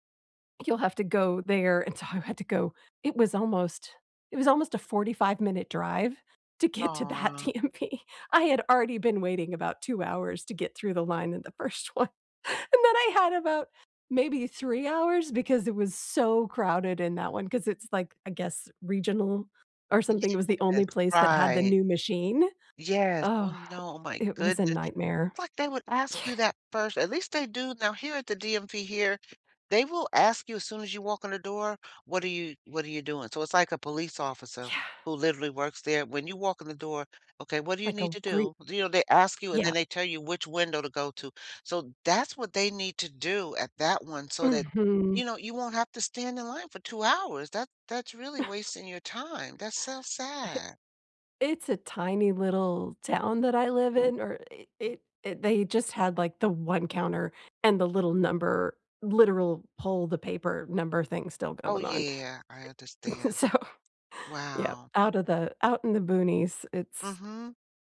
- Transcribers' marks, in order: other background noise; laughing while speaking: "DMV"; laughing while speaking: "first one"; stressed: "so"; scoff; chuckle; laugh; laughing while speaking: "So"; tapping
- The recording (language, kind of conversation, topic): English, unstructured, What tiny habit should I try to feel more in control?
- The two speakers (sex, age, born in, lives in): female, 50-54, United States, United States; female, 60-64, United States, United States